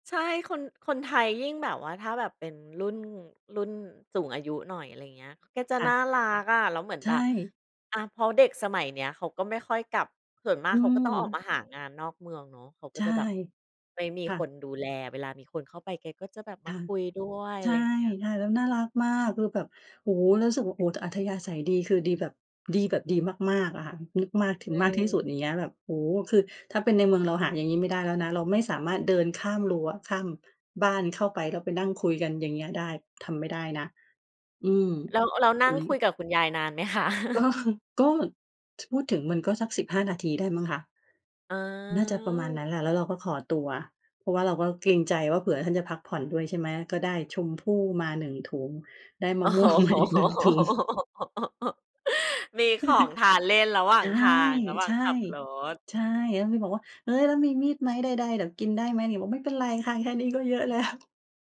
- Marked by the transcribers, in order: laughing while speaking: "ไหมคะ ?"; laughing while speaking: "ก็"; laughing while speaking: "อ๋อ"; laughing while speaking: "มาอีก หนึ่ง ถุง"; chuckle; chuckle
- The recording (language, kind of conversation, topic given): Thai, podcast, คุณเคยเจอคนใจดีช่วยเหลือระหว่างเดินทางไหม เล่าให้ฟังหน่อย?